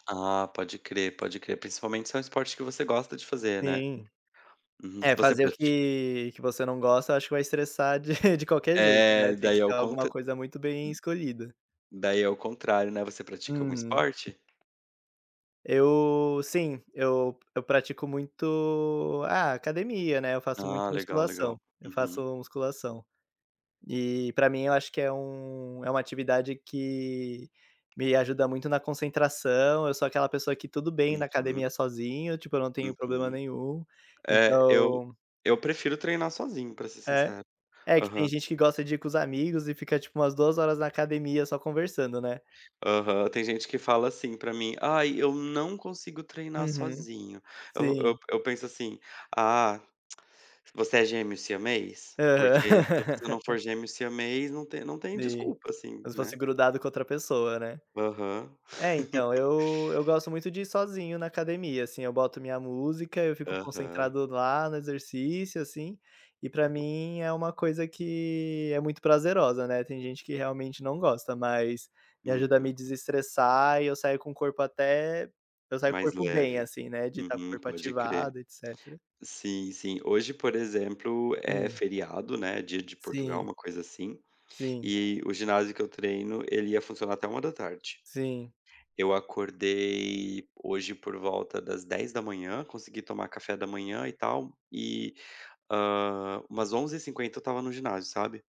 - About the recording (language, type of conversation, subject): Portuguese, unstructured, Como o esporte pode ajudar na saúde mental?
- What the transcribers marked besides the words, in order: chuckle; other background noise; tapping; laugh; chuckle; other noise